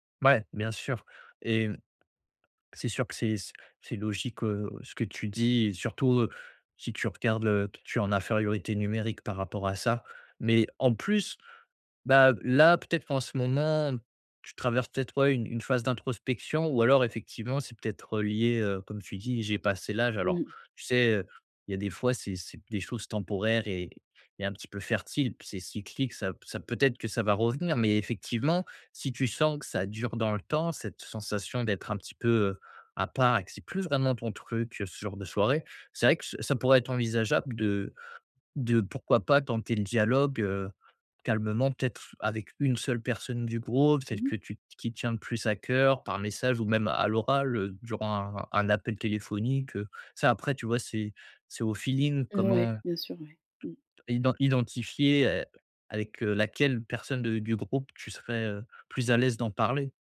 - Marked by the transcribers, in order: tapping; other background noise
- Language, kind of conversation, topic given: French, advice, Pourquoi est-ce que je n’ai plus envie d’aller en soirée ces derniers temps ?